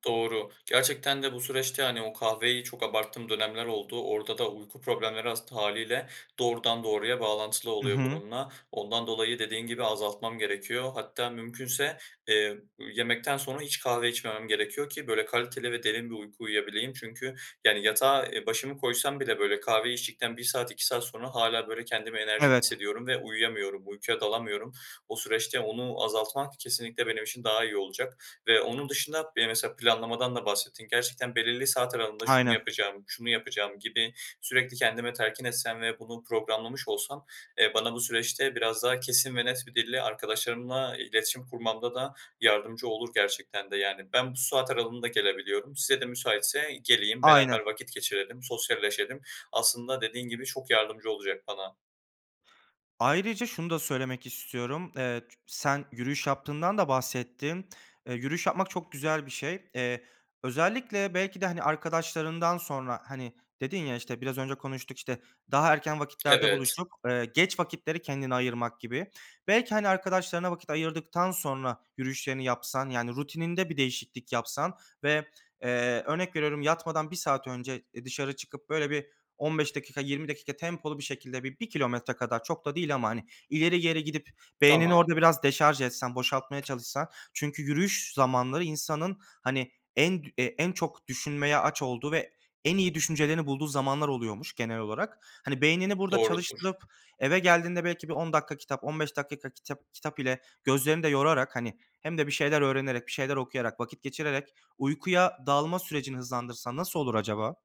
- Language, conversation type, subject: Turkish, advice, Gece ekran kullanımı uykumu nasıl bozuyor ve bunu nasıl düzeltebilirim?
- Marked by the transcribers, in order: other background noise